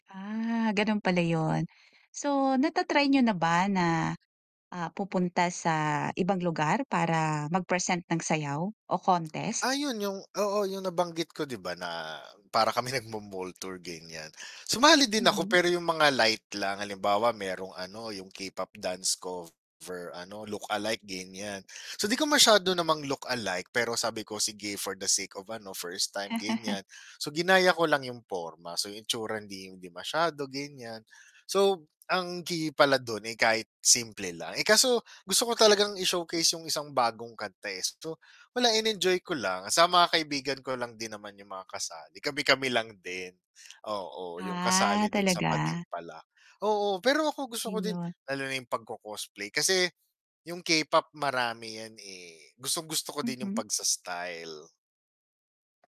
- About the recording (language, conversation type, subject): Filipino, podcast, Ano ang paborito mong libangan, at paano ka nagsimula rito?
- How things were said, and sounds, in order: tapping; static; distorted speech; chuckle; other background noise